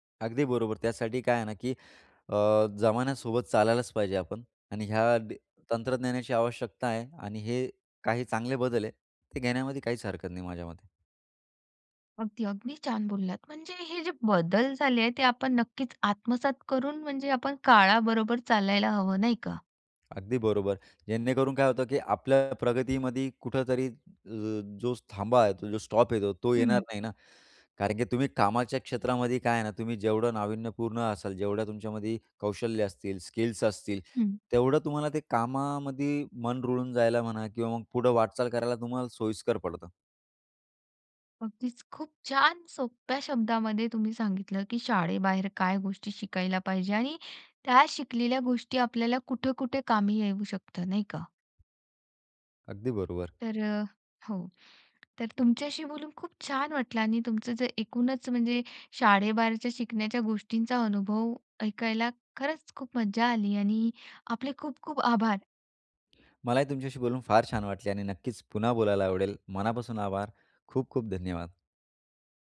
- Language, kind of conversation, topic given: Marathi, podcast, शाळेबाहेर कोणत्या गोष्टी शिकायला हव्यात असे तुम्हाला वाटते, आणि का?
- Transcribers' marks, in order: other background noise; in English: "स्टॉप"; in English: "स्किल्स"